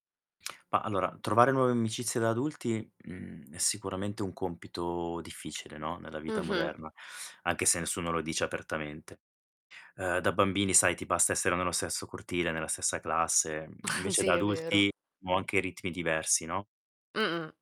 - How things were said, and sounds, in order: mechanical hum; distorted speech; tapping; chuckle
- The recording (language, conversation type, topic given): Italian, advice, Quali difficoltà incontri nel fare nuove amicizie da adulto?